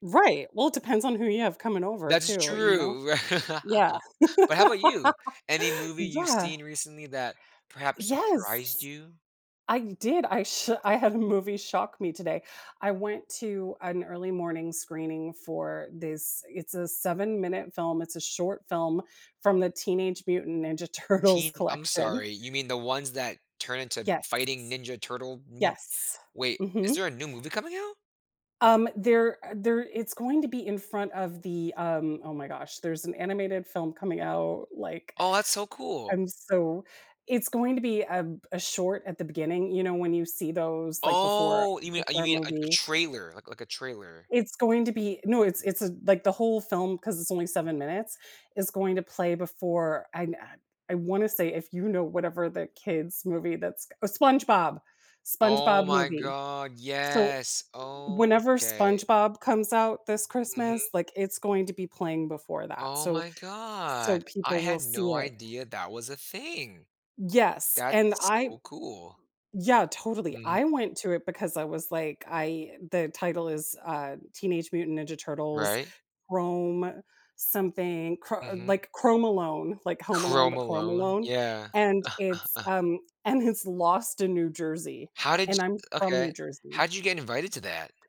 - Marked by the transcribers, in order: laugh; laugh; laughing while speaking: "had a movie"; laughing while speaking: "Turtles"; unintelligible speech; other background noise; drawn out: "Oh"; drawn out: "Okay"; laugh; laughing while speaking: "and it's"
- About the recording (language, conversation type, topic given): English, unstructured, How can a movie's surprising lesson help me in real life?